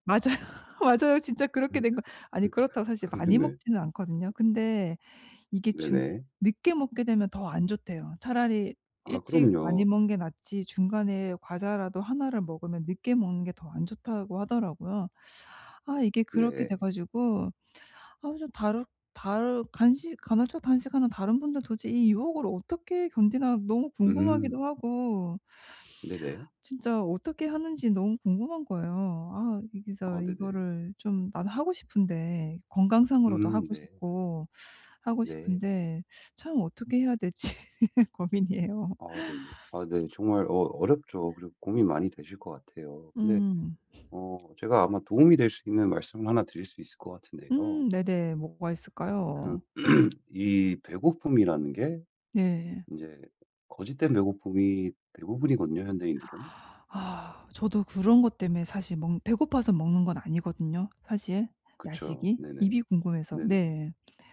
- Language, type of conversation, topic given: Korean, advice, 유혹을 더 잘 관리하고 자기조절력을 키우려면 어떻게 시작해야 하나요?
- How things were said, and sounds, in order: laughing while speaking: "맞아요. 맞아요. 진짜 그렇게 된 거"; laugh; tapping; other background noise; laughing while speaking: "될지 고민이에요"; throat clearing; gasp